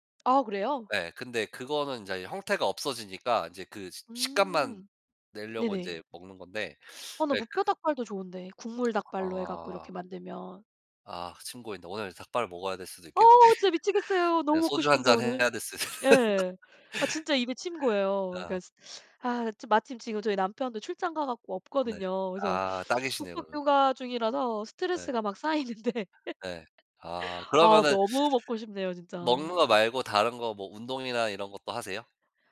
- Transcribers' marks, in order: tapping; teeth sucking; laugh; other background noise; laugh; laughing while speaking: "쌓이는데"; laugh; teeth sucking
- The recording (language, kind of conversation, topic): Korean, unstructured, 자신만의 스트레스 해소법이 있나요?